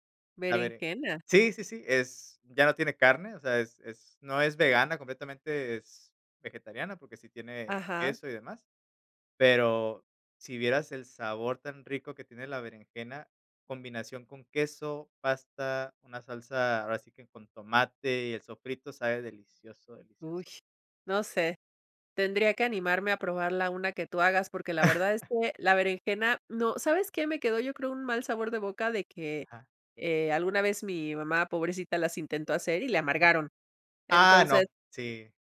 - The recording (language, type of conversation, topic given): Spanish, podcast, ¿Cómo empiezas cuando quieres probar una receta nueva?
- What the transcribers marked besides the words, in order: chuckle